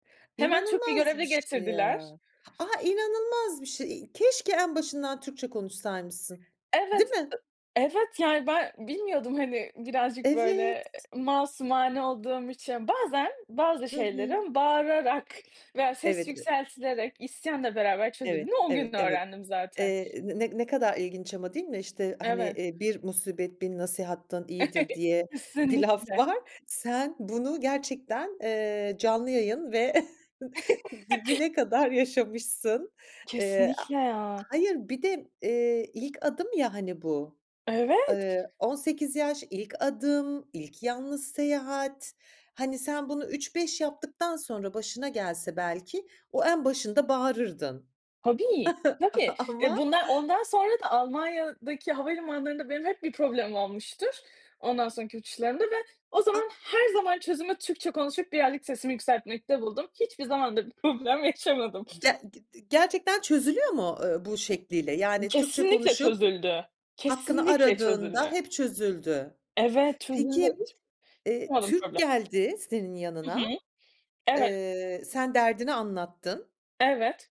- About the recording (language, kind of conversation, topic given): Turkish, podcast, Seyahatin sırasında başına gelen unutulmaz bir olayı anlatır mısın?
- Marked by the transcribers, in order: sniff; other background noise; sniff; chuckle; chuckle; chuckle; laughing while speaking: "Ama"; laughing while speaking: "problem"